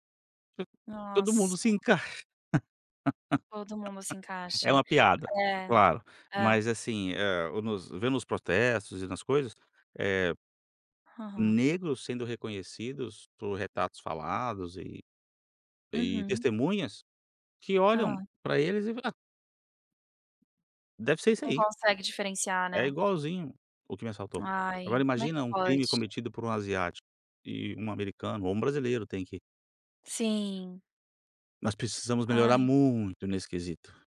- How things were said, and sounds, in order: laugh; tapping; tongue click; other background noise
- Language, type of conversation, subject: Portuguese, podcast, Como você explica seu estilo para quem não conhece sua cultura?